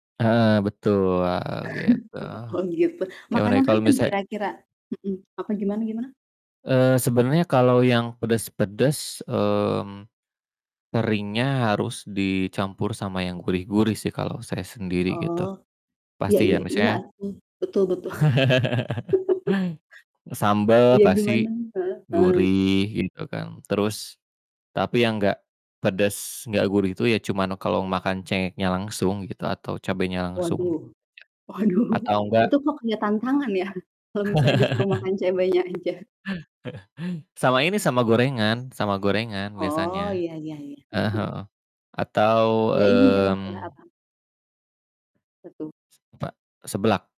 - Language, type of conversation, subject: Indonesian, unstructured, Apa pengalaman paling berkesanmu saat menyantap makanan pedas?
- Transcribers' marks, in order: chuckle; laughing while speaking: "Oh gitu"; distorted speech; laugh; laughing while speaking: "waduh"; chuckle; chuckle; tapping